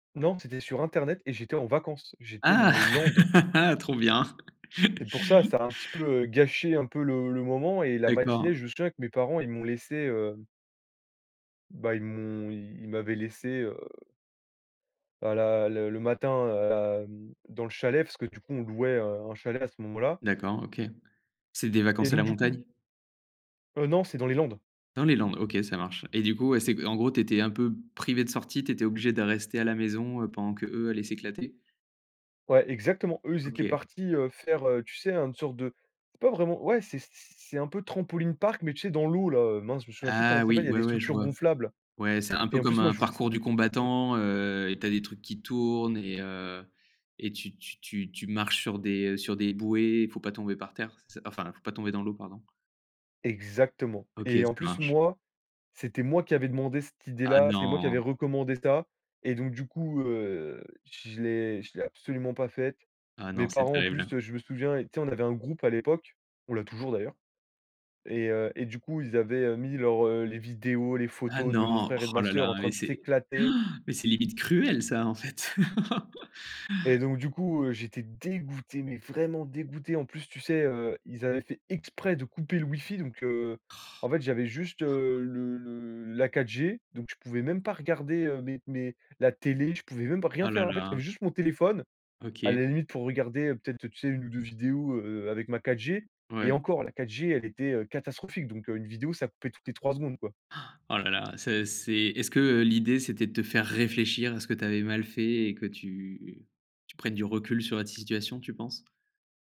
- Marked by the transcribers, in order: chuckle; chuckle; other background noise; tapping; gasp; chuckle; stressed: "dégoûté"; stressed: "exprès"; other noise; gasp; gasp; stressed: "réfléchir"
- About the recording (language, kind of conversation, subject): French, podcast, Peux-tu raconter une journée pourrie qui s’est finalement super bien terminée ?